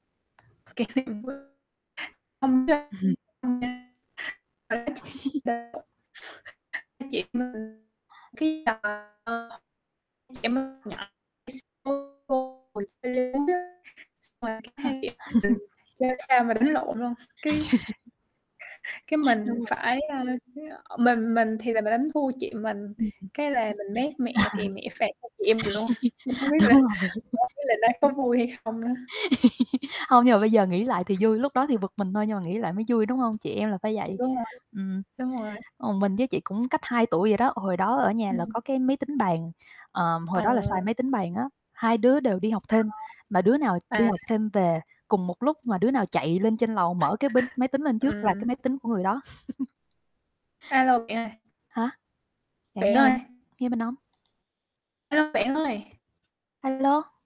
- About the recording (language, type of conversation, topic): Vietnamese, unstructured, Bạn nghĩ ký ức ảnh hưởng như thế nào đến cuộc sống hiện tại?
- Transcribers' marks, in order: tapping; unintelligible speech; distorted speech; chuckle; unintelligible speech; chuckle; other background noise; chuckle; static; laugh; laughing while speaking: "Đúng rồi"; chuckle; mechanical hum; laugh; chuckle; laugh